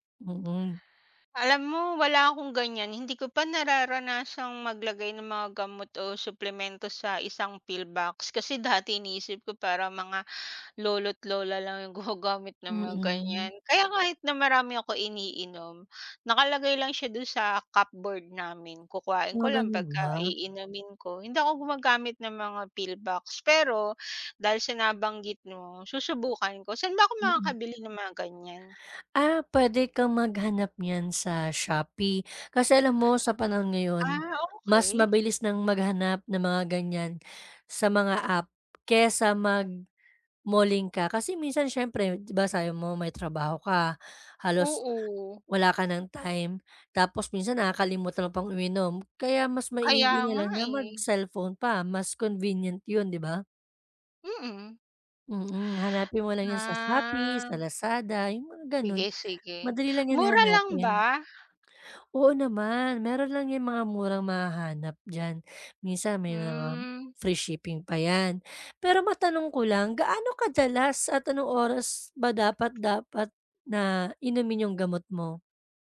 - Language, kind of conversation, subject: Filipino, advice, Paano mo maiiwasan ang madalas na pagkalimot sa pag-inom ng gamot o suplemento?
- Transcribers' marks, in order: in English: "pill box"; laughing while speaking: "gumagamit"; in English: "cupboard"; drawn out: "Ah"; "mga" said as "nama"